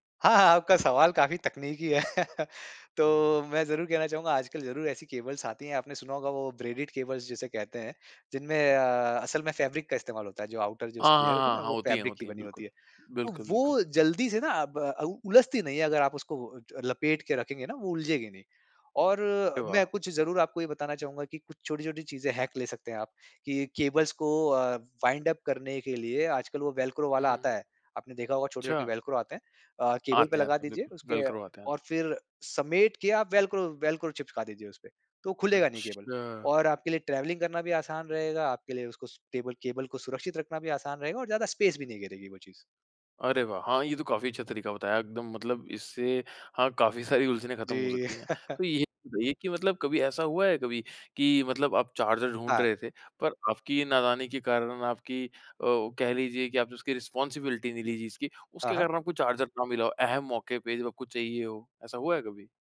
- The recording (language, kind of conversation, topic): Hindi, podcast, चार्जर और केबलों को सुरक्षित और व्यवस्थित तरीके से कैसे संभालें?
- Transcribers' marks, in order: chuckle; in English: "केबल्स"; in English: "ब्रेडेड केबल्स"; in English: "फैब्रिक"; in English: "आउटर"; in English: "लेयर"; in English: "फैब्रिक"; in English: "हैक"; in English: "केबल्स"; in English: "वाइंड अप"; in English: "ट्रैवलिंग"; in English: "स्पेस"; laugh; tapping; in English: "रिस्पॉन्सिबिलिटी"